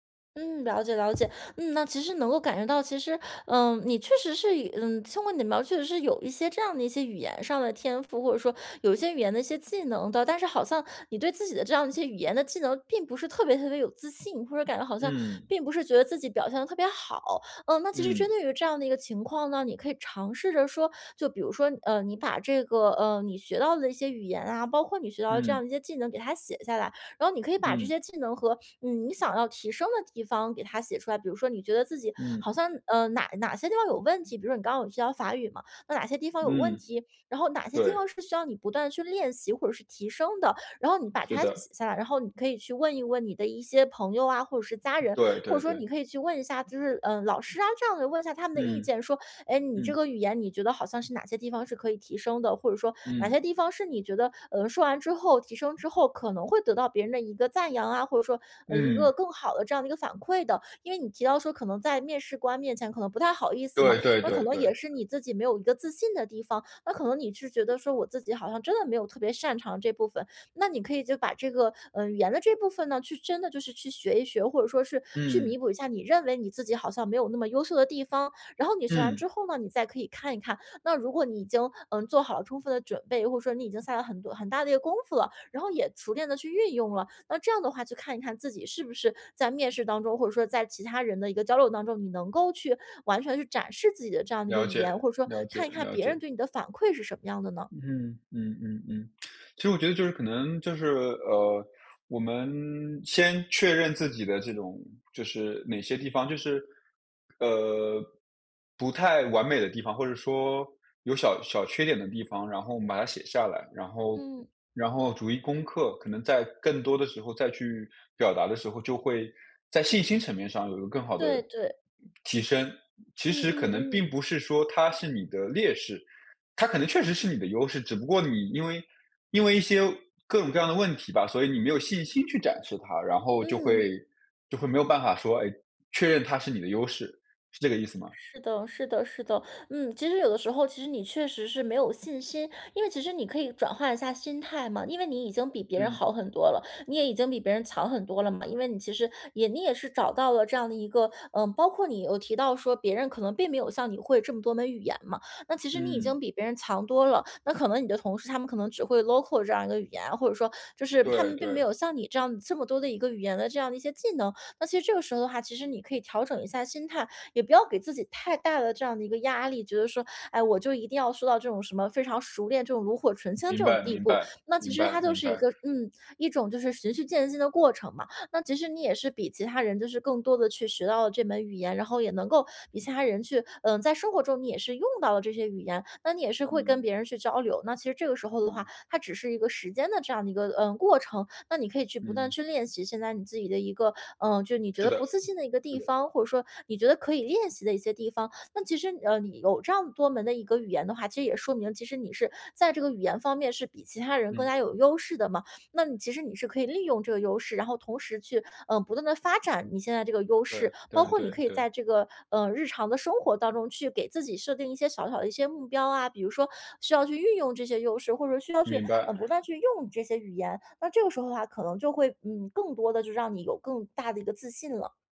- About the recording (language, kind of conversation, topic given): Chinese, advice, 我如何发现并确认自己的优势和长处？
- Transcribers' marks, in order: tapping; other background noise; tsk; in English: "local"